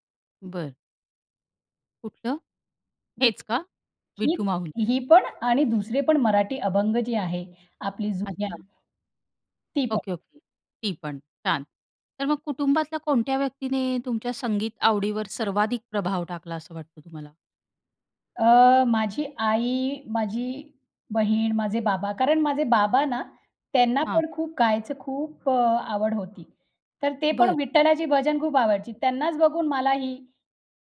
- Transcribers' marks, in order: other background noise; dog barking
- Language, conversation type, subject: Marathi, podcast, तुमच्या संगीताच्या आवडीवर कुटुंबाचा किती आणि कसा प्रभाव पडतो?